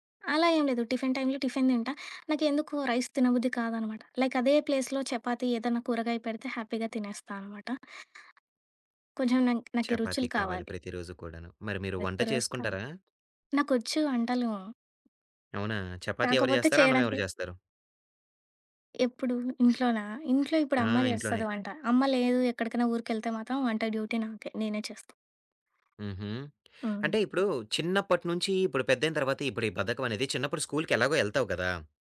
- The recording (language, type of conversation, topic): Telugu, podcast, ఉదయం లేవగానే మీరు చేసే పనులు ఏమిటి, మీ చిన్న అలవాట్లు ఏవి?
- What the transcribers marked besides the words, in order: in English: "రైస్"; in English: "లైక్"; in English: "ప్లేస్‌లో"; in English: "హ్యాపీగా"; other background noise; in English: "డ్యూటీ"; tapping